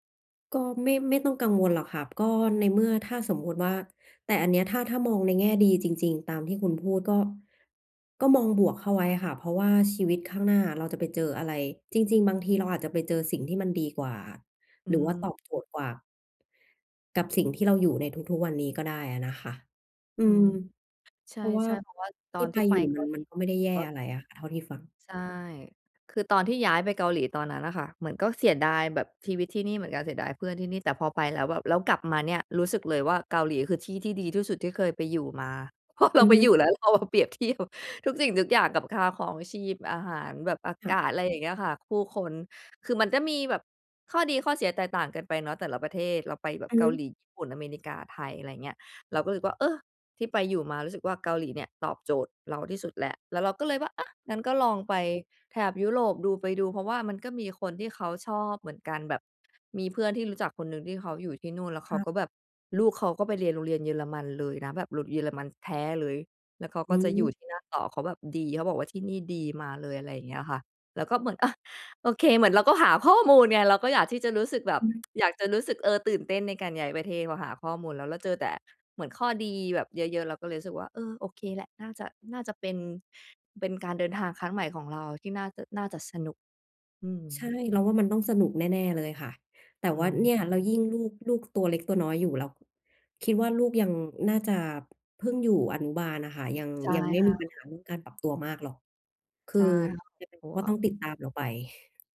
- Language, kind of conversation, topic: Thai, advice, จะรับมือกับความรู้สึกผูกพันกับที่เดิมอย่างไรเมื่อจำเป็นต้องย้ายไปอยู่ที่ใหม่?
- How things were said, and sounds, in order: laughing while speaking: "เพราะเราไปอยู่แล้ว เราเอามาเปรียบเทียบ"; tsk